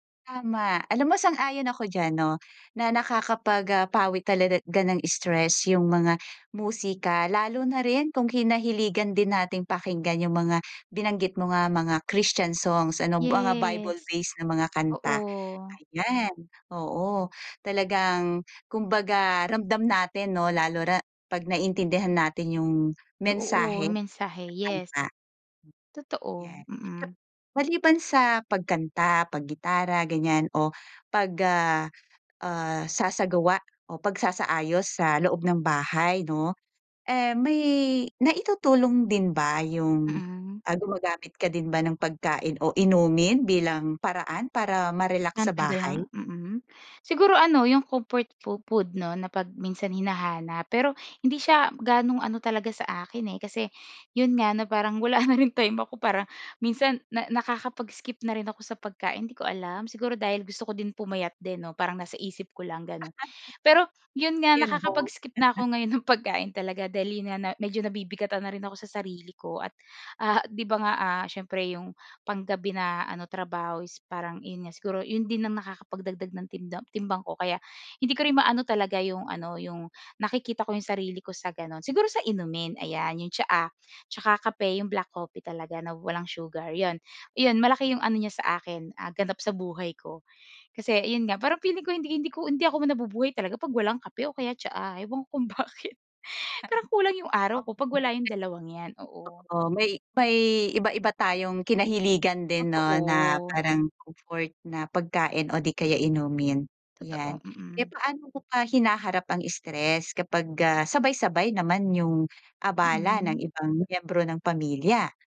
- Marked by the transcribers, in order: in English: "Christian songs"; in English: "Bible-based"; "na" said as "ra"; tapping; other background noise; laughing while speaking: "wala na ring"; laugh; laughing while speaking: "pagkain"; laugh; laughing while speaking: "bakit"; unintelligible speech
- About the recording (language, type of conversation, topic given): Filipino, podcast, Paano mo pinapawi ang stress sa loob ng bahay?